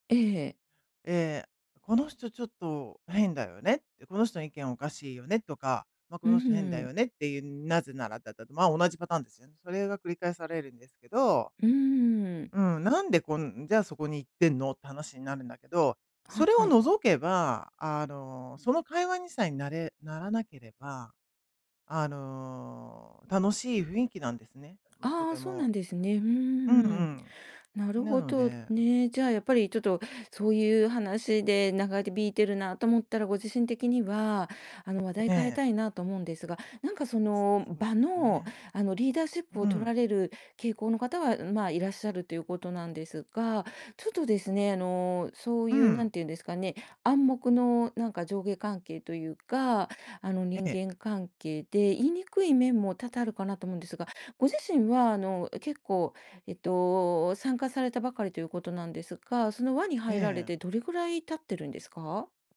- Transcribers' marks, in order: none
- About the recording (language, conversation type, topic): Japanese, advice, どうすればグループでの会話に自然に参加できますか?